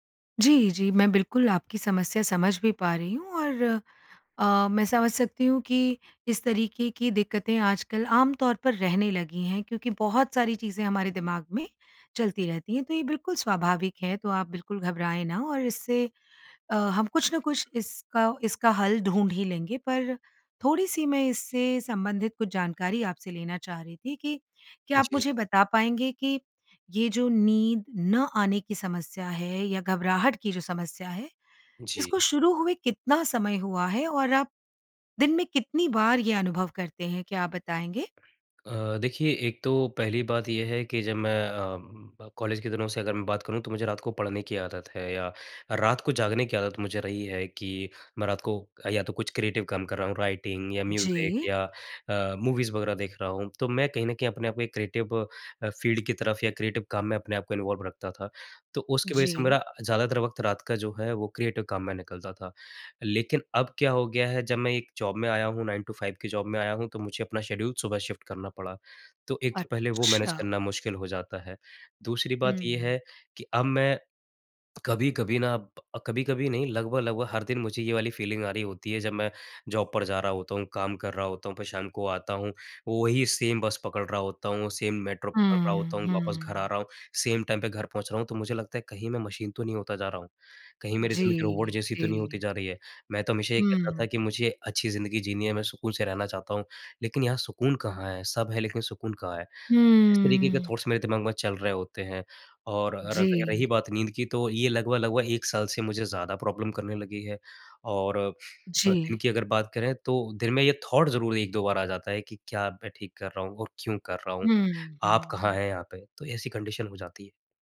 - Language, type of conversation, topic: Hindi, advice, घबराहट की वजह से रात में नींद क्यों नहीं आती?
- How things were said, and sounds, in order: other background noise; in English: "क्रिएटिव"; in English: "राइटिंग"; in English: "म्यूज़िक"; in English: "मूवीज़"; in English: "क्रिएटिव"; in English: "फ़ील्ड"; in English: "क्रिएटिव"; in English: "इन्वॉल्व"; in English: "क्रिएटिव"; in English: "जॉब"; in English: "नाइन टू फाइव"; in English: "जॉब"; in English: "शेड्यूल"; in English: "शिफ्ट"; in English: "मैनेज"; in English: "फ़ीलिंग"; in English: "जॉब"; in English: "सेम"; in English: "सेम"; in English: "सेम टाइम"; in English: "मशीन"; in English: "थॉट्स"; in English: "प्रॉब्लम"; in English: "थॉट्"; in English: "कंडीशन"